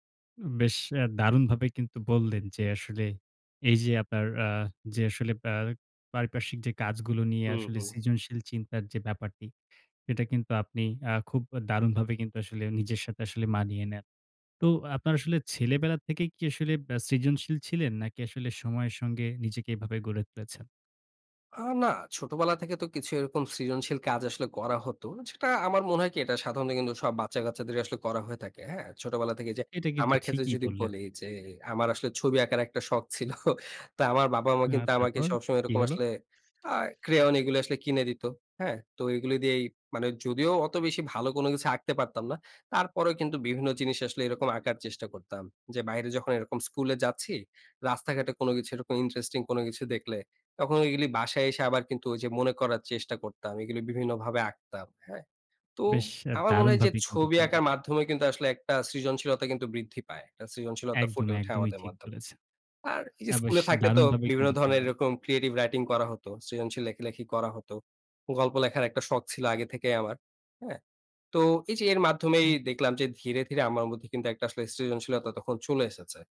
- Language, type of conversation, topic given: Bengali, podcast, তোমার সৃজনশীলতা কীভাবে বেড়েছে?
- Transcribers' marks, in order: scoff; in English: "crayon"; other background noise